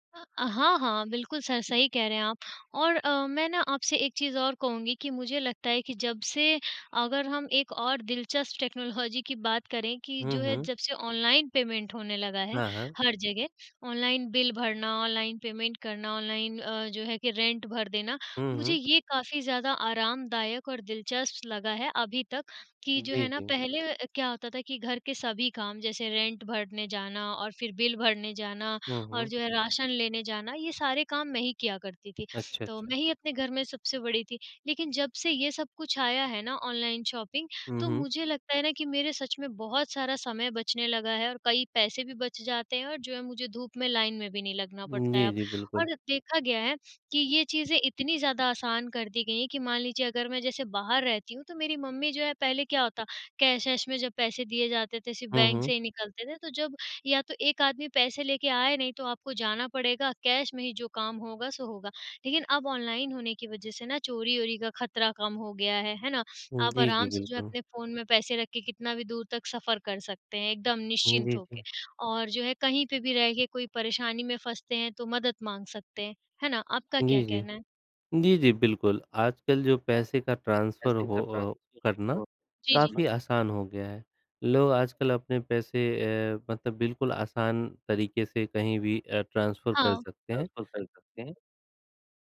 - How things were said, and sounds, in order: tapping; in English: "टेक्नोलॉजी"; laughing while speaking: "टेक्नोलॉजी"; in English: "पेमेंट"; in English: "पेमेंट"; in English: "रेंट"; in English: "रेंट"; in English: "शॉपिंग"; other background noise; in English: "कैश"; in English: "कैश"; background speech; in English: "ट्रांसफर"; in English: "ट्रांसफ़र"
- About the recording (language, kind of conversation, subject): Hindi, unstructured, आपके जीवन में प्रौद्योगिकी ने क्या-क्या बदलाव किए हैं?